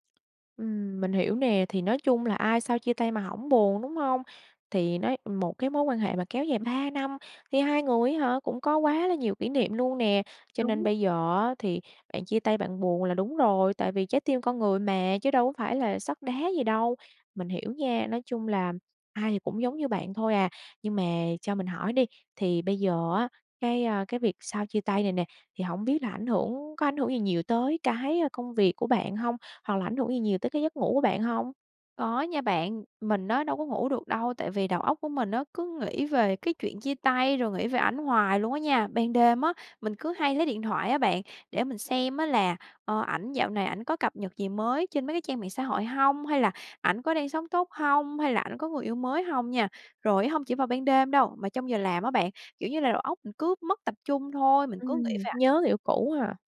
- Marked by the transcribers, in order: tapping
- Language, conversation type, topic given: Vietnamese, advice, Làm sao để ngừng nghĩ về người cũ sau khi vừa chia tay?